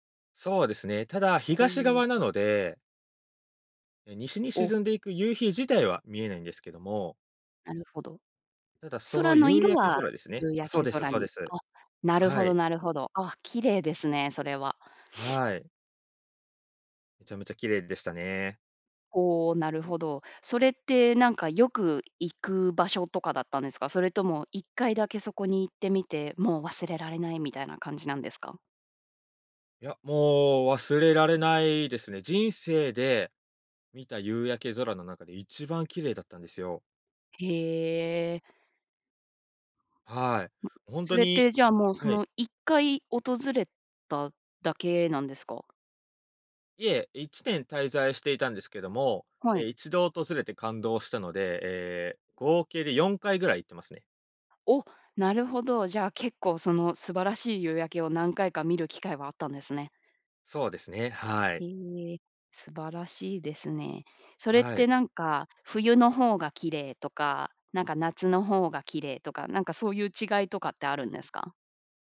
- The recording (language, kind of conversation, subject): Japanese, podcast, 自然の中で最も感動した体験は何ですか？
- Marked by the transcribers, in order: sniff